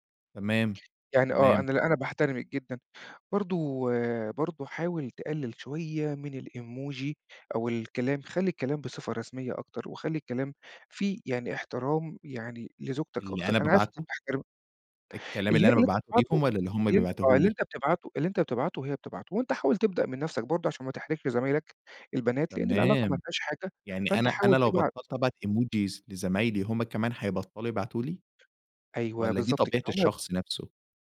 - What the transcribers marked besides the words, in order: in English: "الemoji"; in English: "emojis"
- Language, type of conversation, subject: Arabic, advice, إزاي بتوصف الشك اللي بتحسّ بيه بعد ما تلاحظ رسايل أو تصرّفات غامضة؟